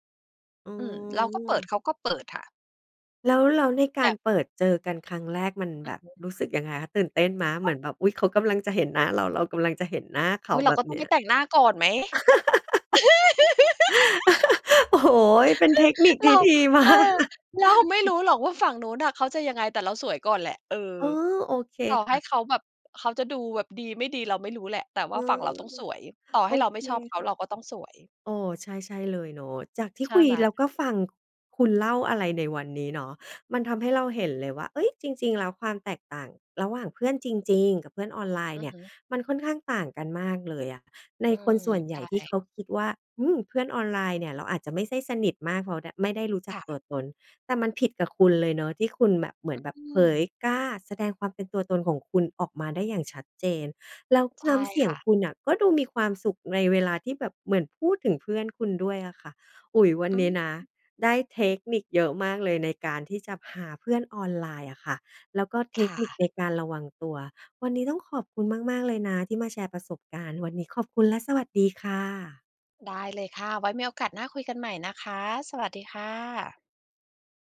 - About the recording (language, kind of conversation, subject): Thai, podcast, เพื่อนที่เจอตัวจริงกับเพื่อนออนไลน์ต่างกันตรงไหนสำหรับคุณ?
- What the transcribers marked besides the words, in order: laugh; tapping; chuckle; laughing while speaking: "เรา"; laugh; laughing while speaking: "มาก"; chuckle